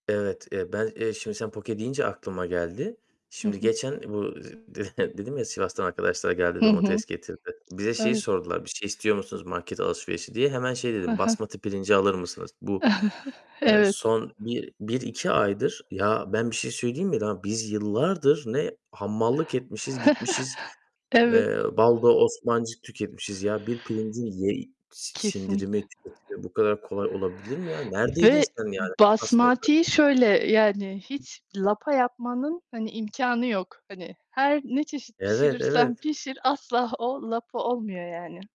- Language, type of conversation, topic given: Turkish, unstructured, Yemek yapmayı hobiniz haline getirmek size neler kazandırır?
- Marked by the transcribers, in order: static; other background noise; distorted speech; tapping; giggle; giggle; unintelligible speech